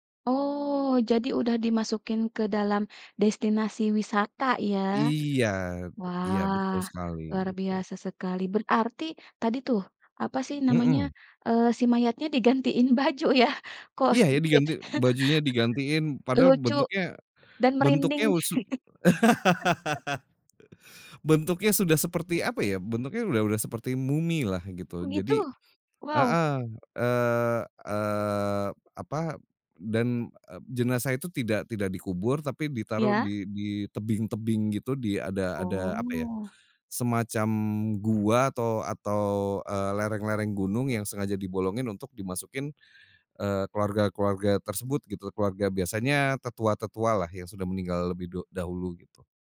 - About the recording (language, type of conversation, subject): Indonesian, podcast, Bagaimana teknologi membantu kamu tetap dekat dengan akar budaya?
- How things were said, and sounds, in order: other background noise; laughing while speaking: "baju ya?"; chuckle; laugh; laughing while speaking: "sih"; chuckle